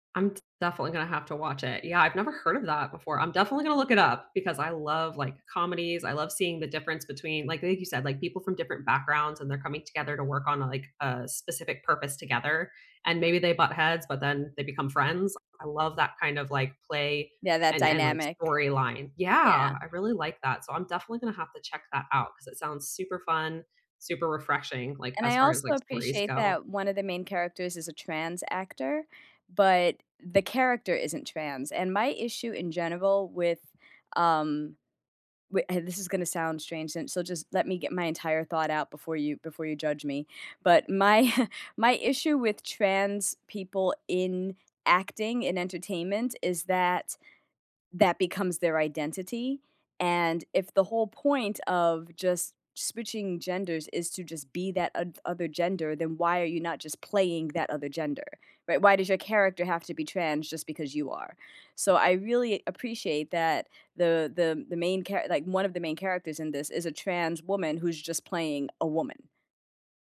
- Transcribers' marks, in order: other background noise; chuckle
- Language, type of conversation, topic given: English, unstructured, What was the last thing you binged, and what about it grabbed you personally and kept you watching?